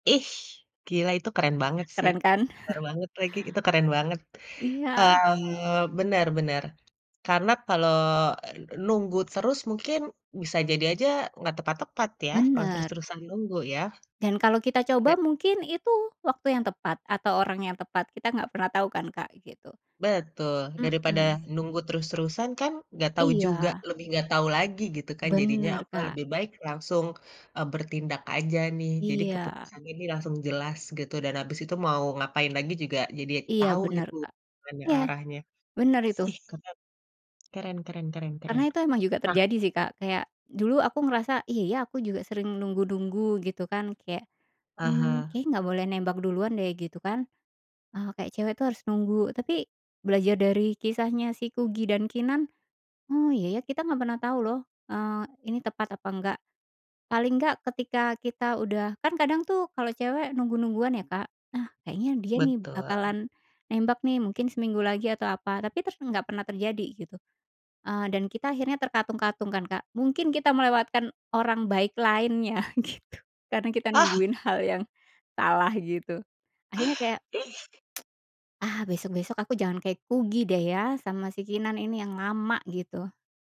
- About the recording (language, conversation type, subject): Indonesian, podcast, Kenapa karakter fiksi bisa terasa seperti teman dekat bagi kita?
- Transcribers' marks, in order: chuckle; other background noise; tapping; laughing while speaking: "lainnya gitu"; tsk